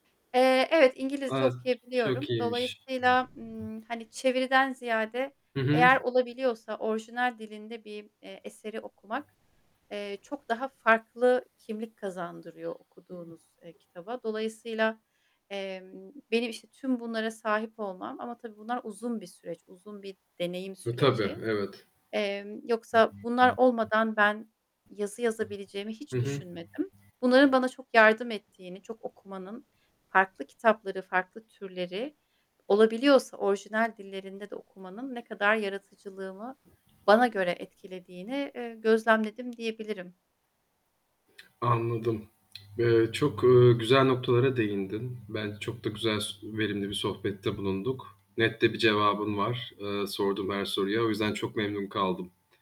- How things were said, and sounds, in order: other background noise; static; mechanical hum
- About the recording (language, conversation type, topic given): Turkish, podcast, Yaratma sürecinde sana yalnızlık mı yoksa paylaşım mı daha verimli geliyor?
- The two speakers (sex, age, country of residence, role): female, 40-44, Germany, guest; male, 25-29, Greece, host